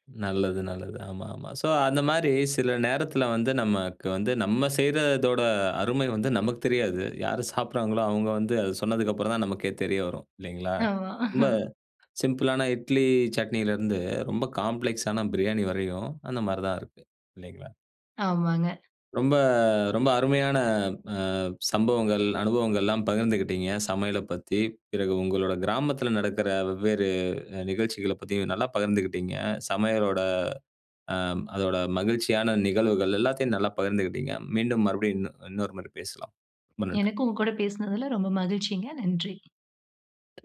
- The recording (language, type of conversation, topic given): Tamil, podcast, ஒரு குடும்பம் சார்ந்த ருசியான சமையல் நினைவு அல்லது கதையைப் பகிர்ந்து சொல்ல முடியுமா?
- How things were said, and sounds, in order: other background noise; chuckle; in English: "சிம்பிளான"; in English: "காம்ப்ளெக்ஸான"; drawn out: "ரொம்ப"; other noise